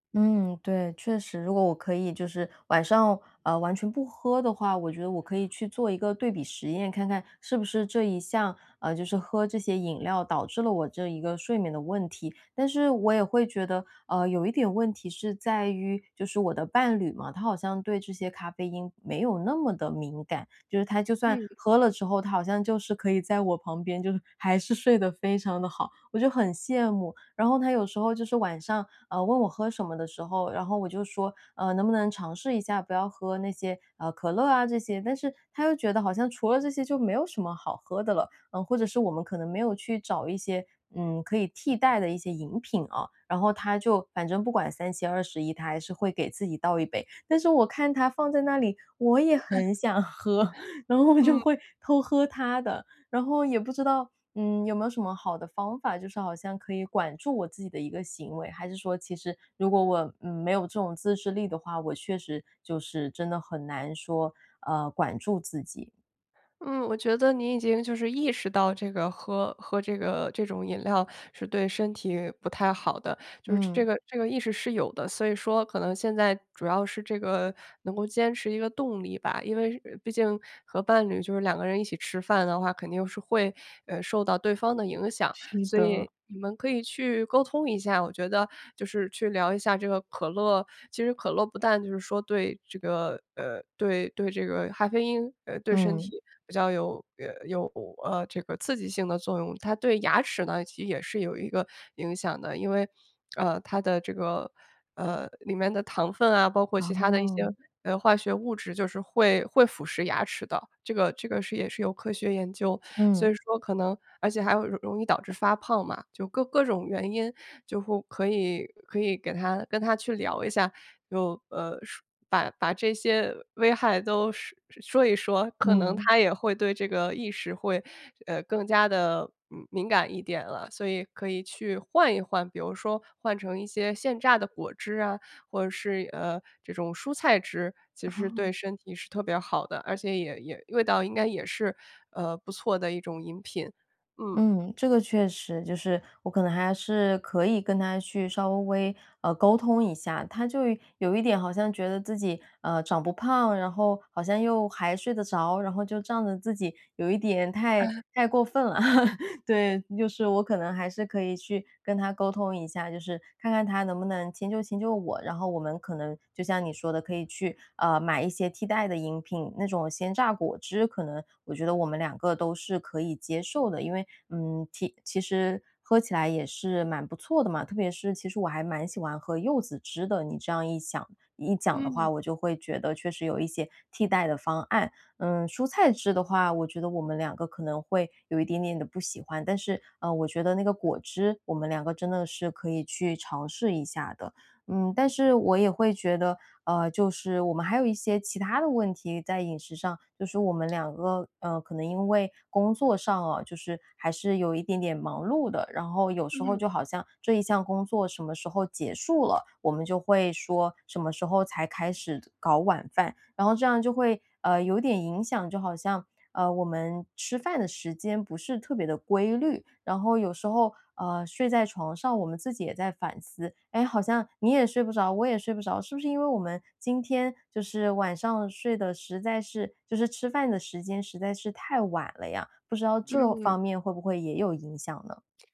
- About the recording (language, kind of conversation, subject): Chinese, advice, 怎样通过调整饮食来改善睡眠和情绪？
- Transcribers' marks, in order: laugh; laughing while speaking: "想喝，然后我就会"; laugh